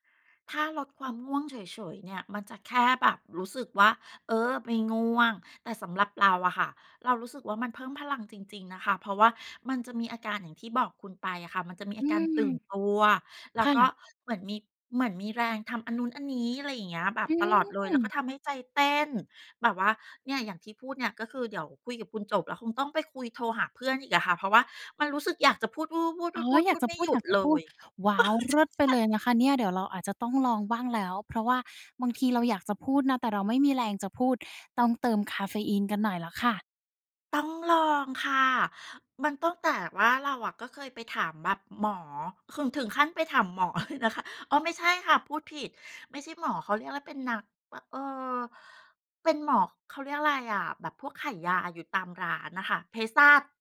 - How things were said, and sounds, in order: laughing while speaking: "เออ ใช่ ๆ"
- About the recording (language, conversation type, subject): Thai, podcast, คาเฟอีนส่งผลต่อระดับพลังงานของคุณอย่างไรบ้าง?